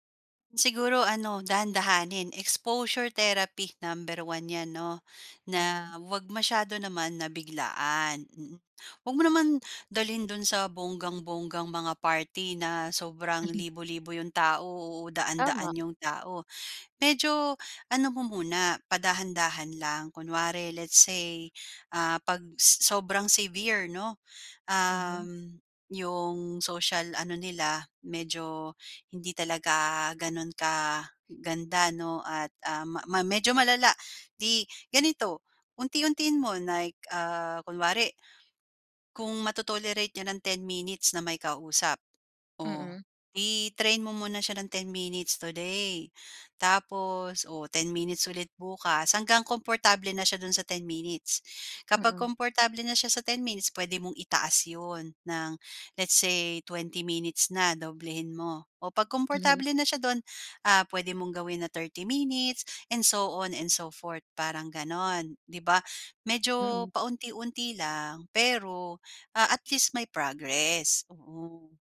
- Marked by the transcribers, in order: in English: "exposure therapy number one"; laugh; in English: "severe"; in English: "mato-tolerate"; tapping; in English: "i-train"; in English: "and so on and so forth"
- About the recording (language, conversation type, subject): Filipino, podcast, Ano ang makakatulong sa isang taong natatakot lumapit sa komunidad?